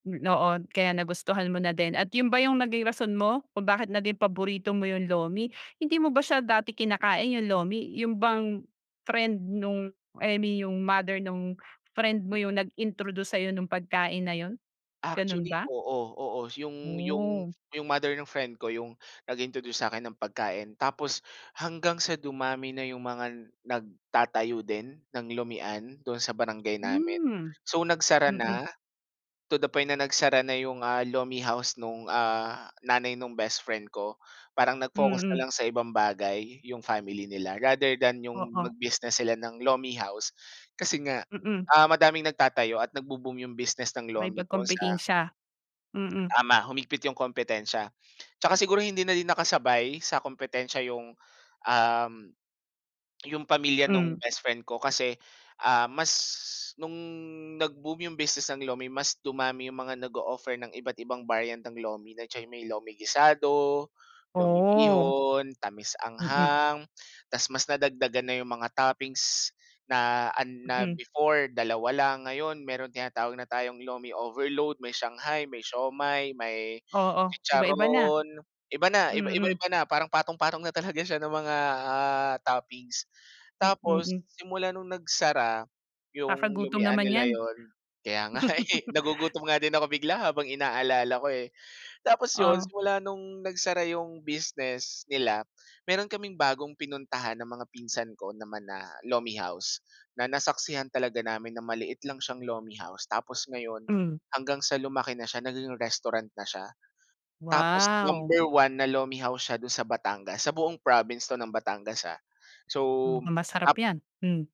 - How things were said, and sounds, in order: other background noise; in English: "to the point"; in English: "rather than"; chuckle
- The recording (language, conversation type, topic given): Filipino, podcast, May alaala ka ba tungkol sa pagkain noong bata ka?